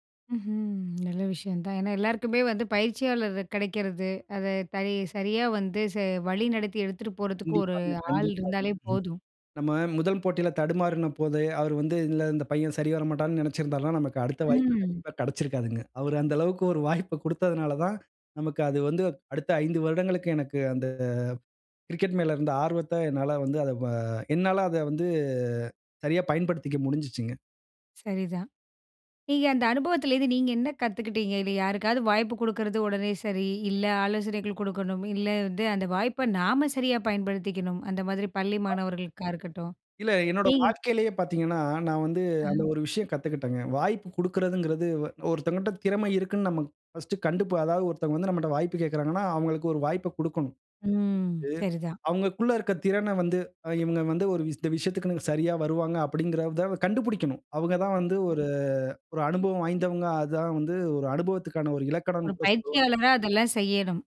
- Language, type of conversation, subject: Tamil, podcast, பள்ளி அல்லது கல்லூரியில் உங்களுக்கு வாழ்க்கையில் திருப்புமுனையாக அமைந்த நிகழ்வு எது?
- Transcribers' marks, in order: drawn out: "ம்ஹ்ம்"; drawn out: "வ"; drawn out: "வந்து"; other noise; drawn out: "ம்"